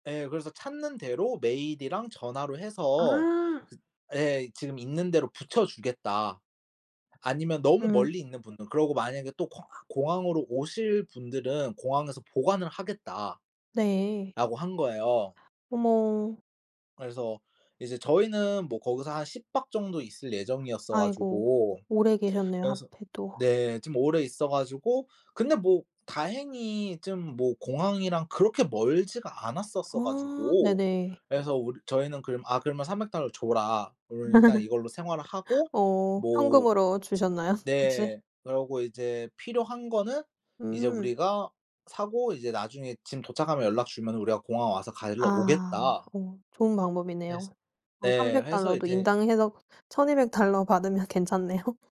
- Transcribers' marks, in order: laugh; other background noise; "가지러" said as "가일러"
- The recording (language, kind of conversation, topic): Korean, podcast, 짐을 잃어버렸을 때 그 상황을 어떻게 해결하셨나요?